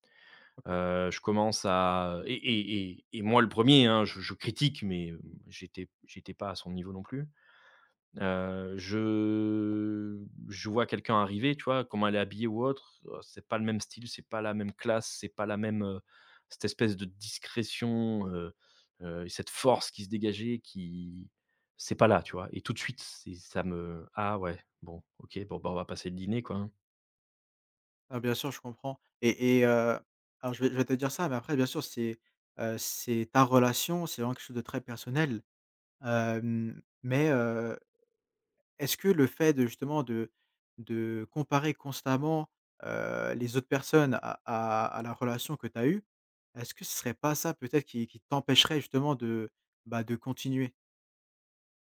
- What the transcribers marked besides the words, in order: drawn out: "je"; stressed: "force"
- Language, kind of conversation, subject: French, advice, Comment as-tu vécu la solitude et le vide après la séparation ?